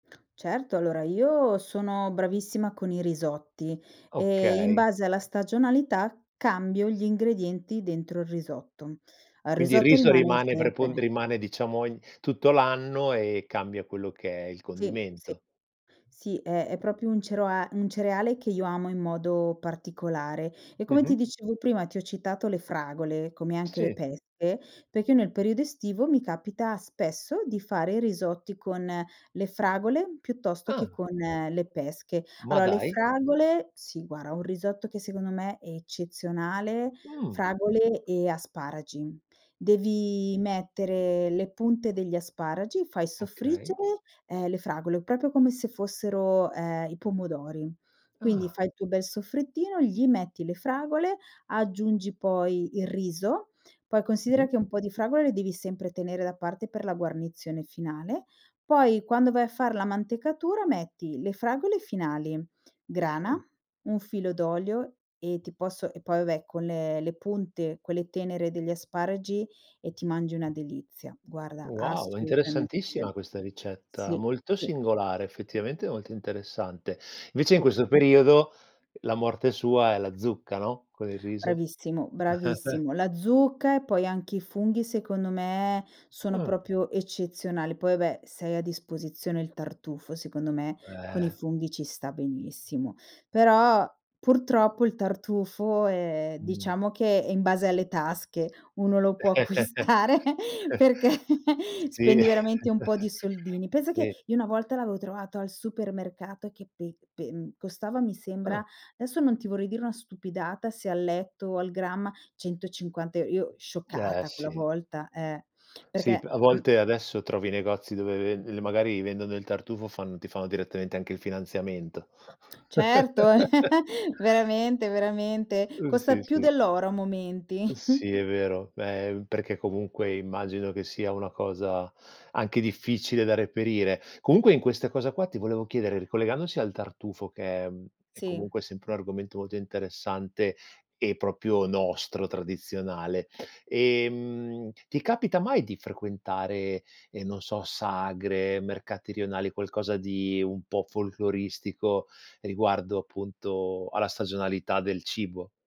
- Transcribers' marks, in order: other background noise; chuckle; "proprio" said as "propio"; laughing while speaking: "acquistare perché"; chuckle; chuckle; "grammo" said as "gramma"; chuckle; chuckle; "proprio" said as "propio"
- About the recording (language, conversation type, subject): Italian, podcast, In che modo i cicli stagionali influenzano ciò che mangiamo?